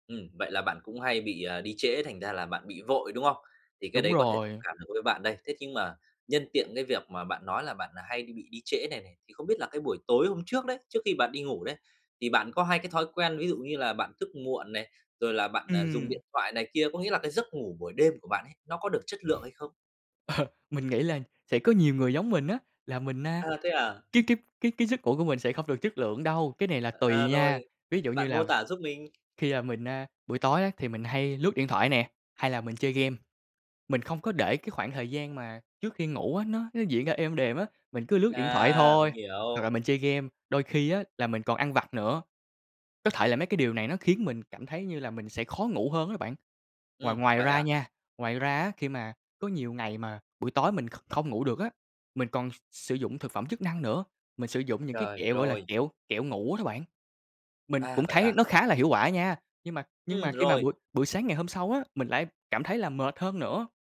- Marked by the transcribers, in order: tapping; other background noise; chuckle; unintelligible speech
- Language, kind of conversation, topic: Vietnamese, advice, Làm sao để duy trì năng lượng ổn định suốt cả ngày?